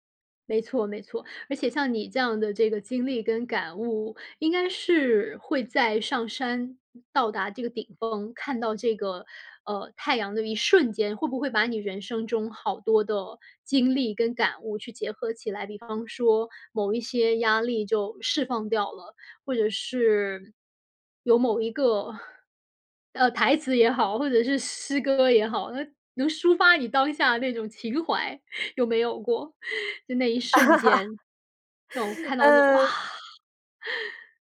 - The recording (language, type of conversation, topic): Chinese, podcast, 你会如何形容站在山顶看日出时的感受？
- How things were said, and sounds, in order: laughing while speaking: "能抒发你当下那种情怀，有没有过？"; laugh; surprised: "哇！"; laugh